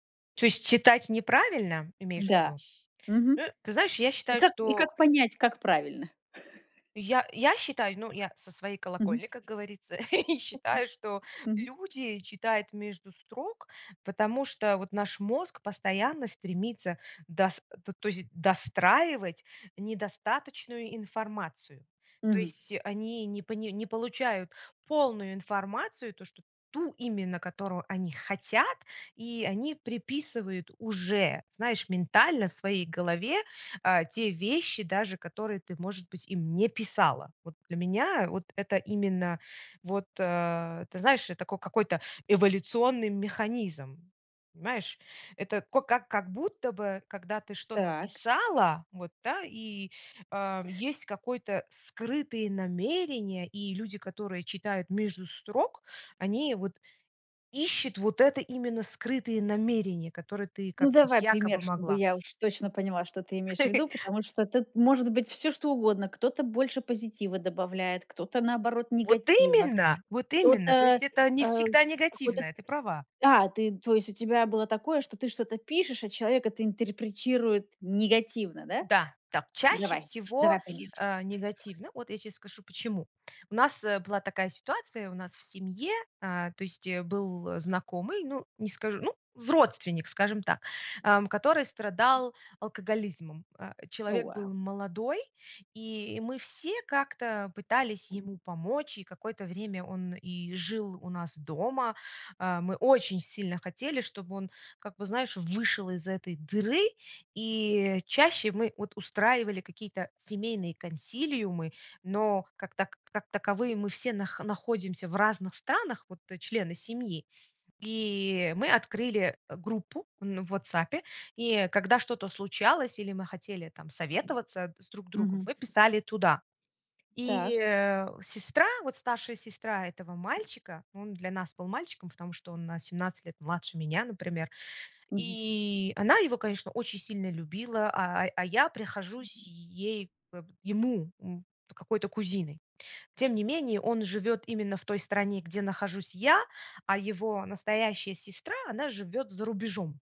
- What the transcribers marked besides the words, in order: chuckle; tapping; other noise; chuckle; other background noise; chuckle; "родственник" said as "зродственник"
- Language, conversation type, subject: Russian, podcast, Почему люди часто неправильно понимают то, что сказано между строк?
- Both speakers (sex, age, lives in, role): female, 40-44, United States, host; female, 45-49, United States, guest